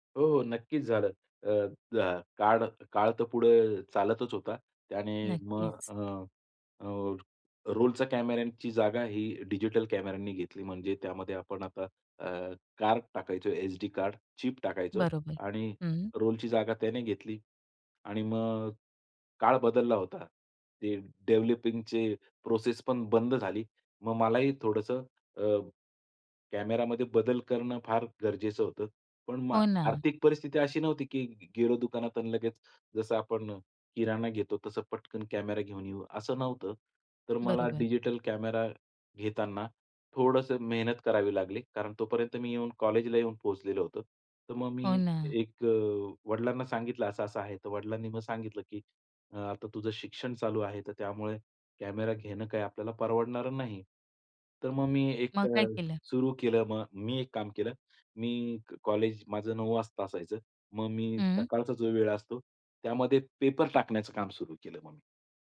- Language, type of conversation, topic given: Marathi, podcast, तुमच्या शौकामुळे तुमच्या आयुष्यात कोणते बदल झाले?
- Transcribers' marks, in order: other background noise; in English: "रोलच्या"; in English: "रोलची"; tapping